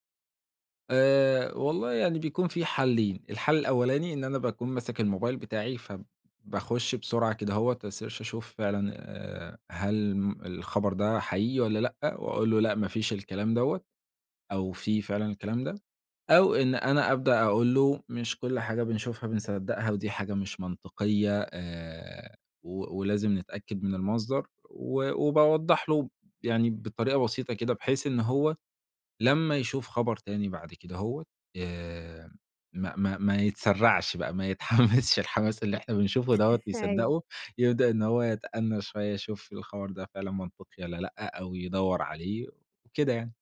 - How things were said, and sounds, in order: in English: "أsearch"; laughing while speaking: "ما يتحمسش"; laughing while speaking: "أيوه"
- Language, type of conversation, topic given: Arabic, podcast, إزاي بتتعامل مع الأخبار الكاذبة على السوشيال ميديا؟